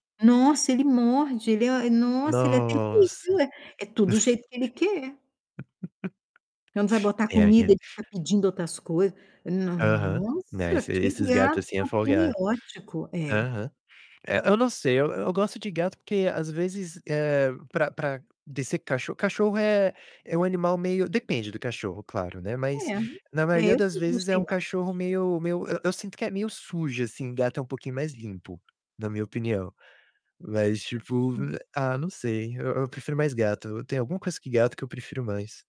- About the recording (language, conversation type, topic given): Portuguese, unstructured, Qual é a sua opinião sobre adotar animais em vez de comprar?
- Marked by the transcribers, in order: distorted speech; laugh; tapping; laugh